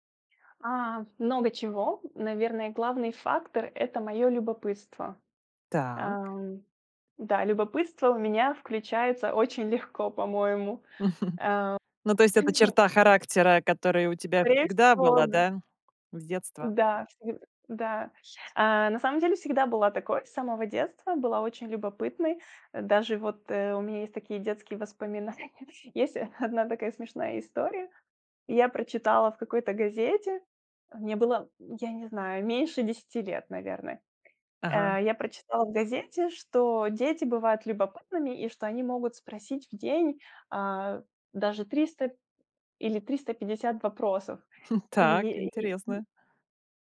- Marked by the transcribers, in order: chuckle; throat clearing; laughing while speaking: "воспоминания"; chuckle; chuckle
- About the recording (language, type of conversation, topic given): Russian, podcast, Что вдохновляет тебя на новые проекты?